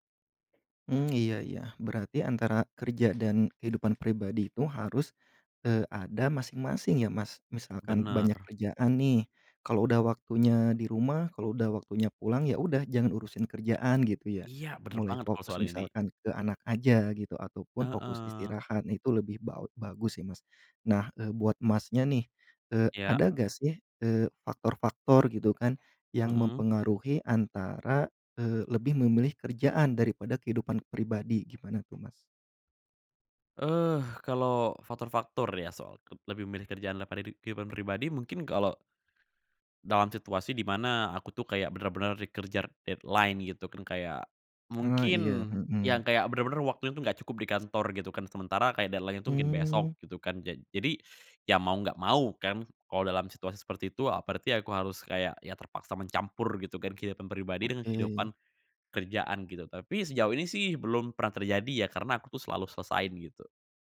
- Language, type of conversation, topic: Indonesian, podcast, Gimana kamu menjaga keseimbangan kerja dan kehidupan pribadi?
- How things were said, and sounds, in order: "dikejar" said as "dikerjar"; in English: "deadline"; in English: "deadline-nya"; "mungkin" said as "ngkin"